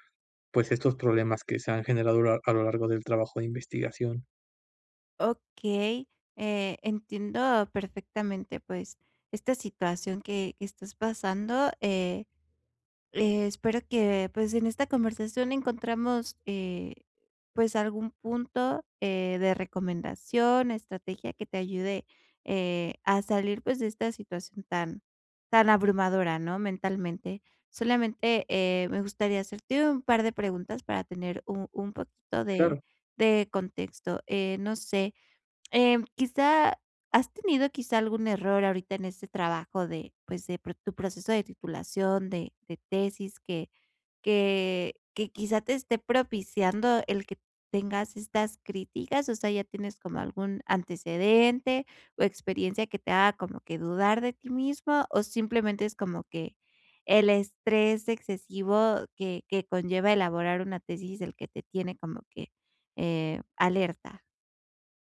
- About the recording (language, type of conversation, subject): Spanish, advice, ¿Cómo puedo dejar de castigarme tanto por mis errores y evitar que la autocrítica frene mi progreso?
- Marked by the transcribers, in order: none